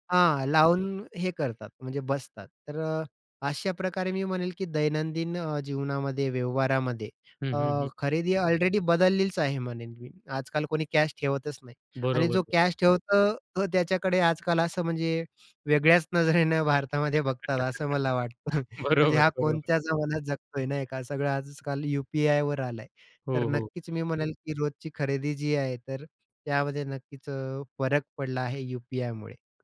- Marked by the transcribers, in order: other background noise; laughing while speaking: "तो त्याच्याकडे"; laughing while speaking: "वेगळ्याच नजरेनं भारतामध्ये बघतात, असं … जगतोय नाही का"; laugh; laughing while speaking: "बरोबर"; chuckle
- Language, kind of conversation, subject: Marathi, podcast, डिजिटल चलन आणि व्यवहारांनी रोजची खरेदी कशी बदलेल?